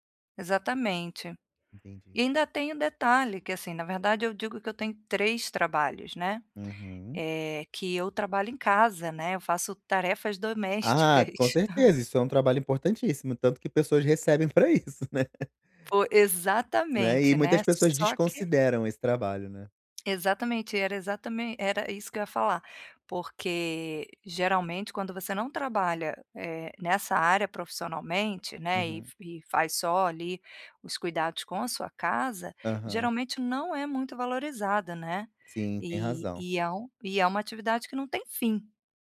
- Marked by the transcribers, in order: chuckle; laugh
- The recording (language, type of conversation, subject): Portuguese, advice, Como posso estabelecer uma rotina de sono mais regular?